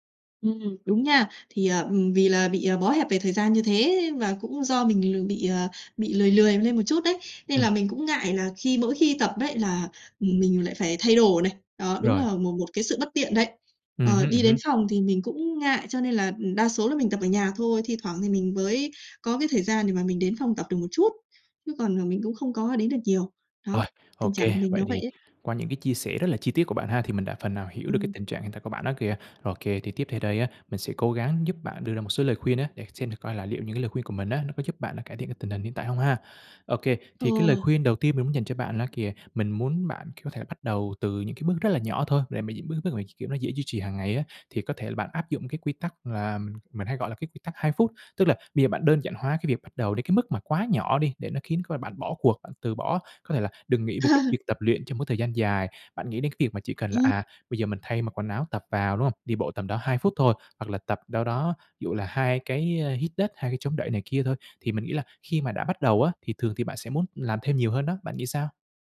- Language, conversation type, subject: Vietnamese, advice, Làm sao để có động lực bắt đầu tập thể dục hằng ngày?
- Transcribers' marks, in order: other background noise; tapping; laughing while speaking: "À!"